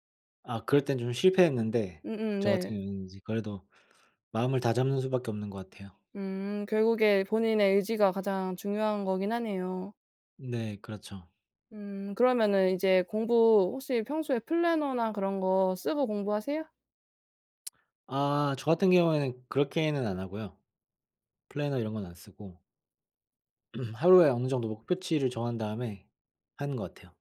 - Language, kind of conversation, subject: Korean, unstructured, 어떻게 하면 공부에 대한 흥미를 잃지 않을 수 있을까요?
- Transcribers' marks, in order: in English: "플래너나"; in English: "플래너"